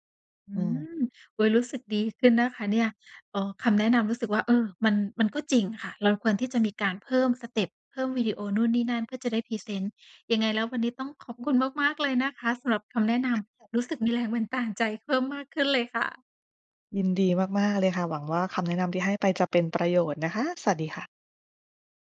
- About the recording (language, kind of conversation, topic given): Thai, advice, จะรับมือกับความรู้สึกท้อใจอย่างไรเมื่อยังไม่มีลูกค้าสนใจสินค้า?
- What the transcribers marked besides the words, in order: other background noise; laughing while speaking: "มีแรงบันดาลใจ"